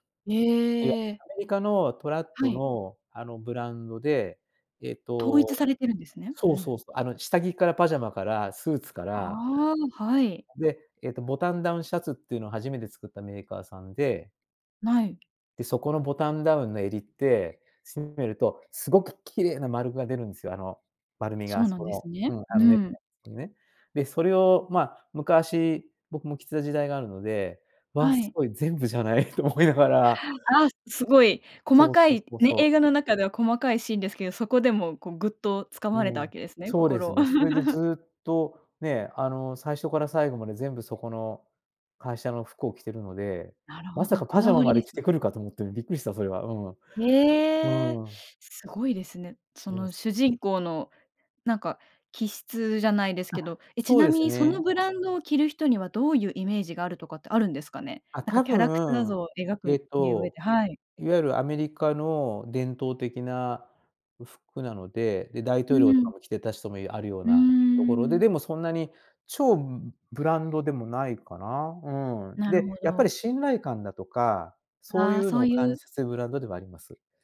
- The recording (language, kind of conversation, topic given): Japanese, podcast, どの映画のシーンが一番好きですか？
- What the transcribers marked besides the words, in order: in English: "トラット"; other noise; tapping; in English: "ボタンダウン"; laughing while speaking: "思いながら"; chuckle; other background noise